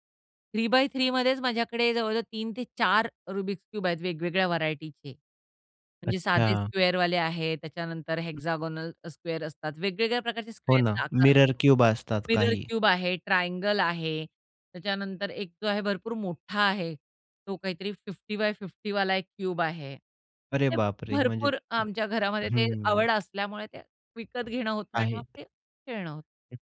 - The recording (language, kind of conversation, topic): Marathi, podcast, लहान मुलांसाठी स्क्रीन वापराचे नियम तुम्ही कसे ठरवता?
- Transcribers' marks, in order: in English: "थ्री बाय थ्री मध्येच"; tapping; other background noise; in English: "हेक्सागोनल स्क्वेअर"; in English: "मिरर क्यूब"; in English: "मिरर क्यूब"; in English: "फिफ्टी बाय फिफ्टीवाला"; surprised: "अरे बापरे!"; other noise